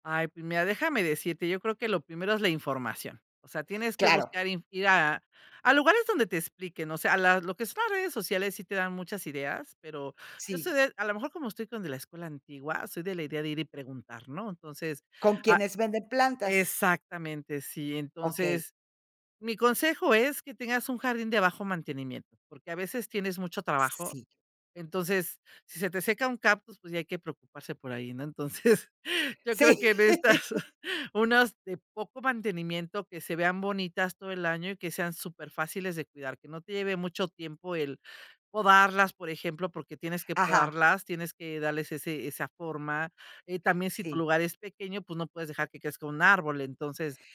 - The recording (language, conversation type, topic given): Spanish, podcast, ¿Cómo puedo montar un jardín sencillo y fácil de cuidar?
- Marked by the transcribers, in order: laughing while speaking: "Entonces"; chuckle; laugh